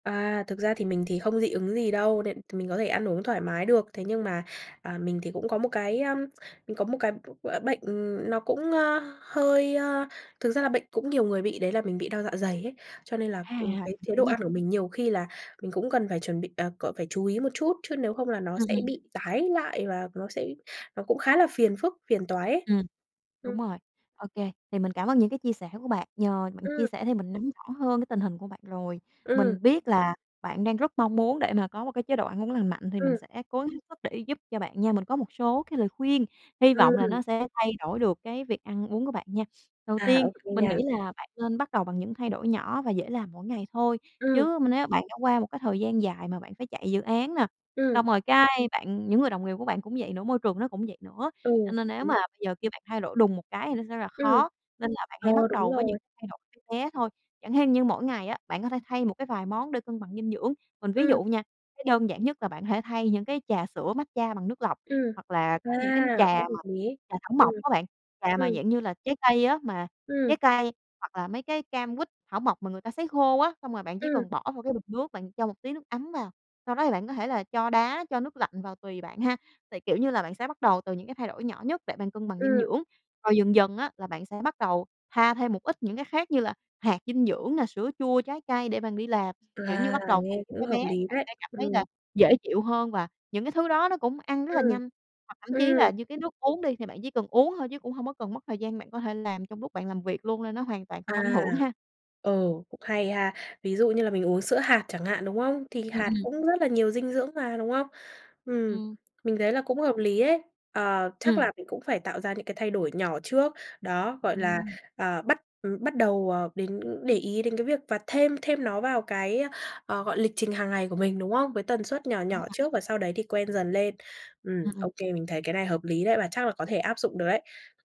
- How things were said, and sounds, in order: tapping; unintelligible speech; other background noise; sniff
- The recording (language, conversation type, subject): Vietnamese, advice, Bạn bận rộn nên thường ăn vội, vậy làm thế nào để ăn uống lành mạnh hơn?